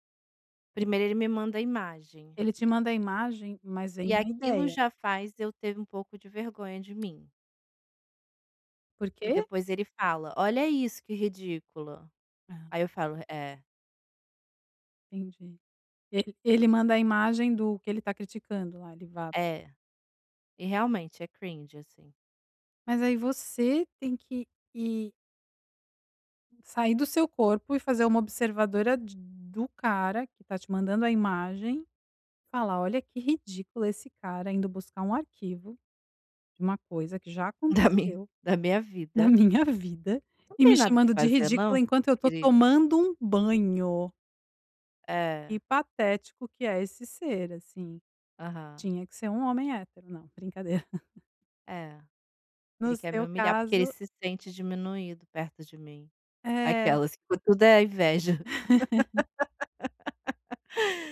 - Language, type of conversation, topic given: Portuguese, advice, Como posso observar meus pensamentos sem me identificar com eles?
- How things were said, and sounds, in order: unintelligible speech; tapping; in English: "cringe"; laughing while speaking: "Da min"; laughing while speaking: "na minha"; laugh; laugh; laugh